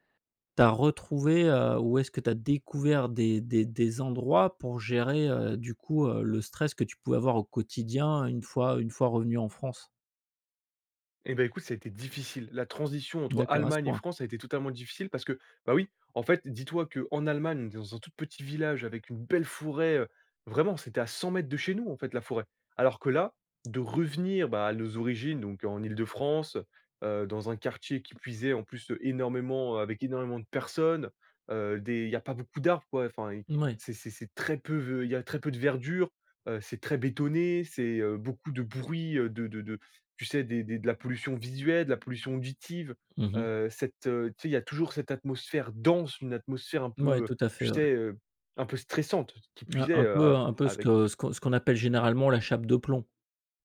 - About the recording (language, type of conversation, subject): French, podcast, Quel est l’endroit qui t’a calmé et apaisé l’esprit ?
- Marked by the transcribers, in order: other background noise; stressed: "belle forêt"; tapping; stressed: "personnes"; stressed: "dense"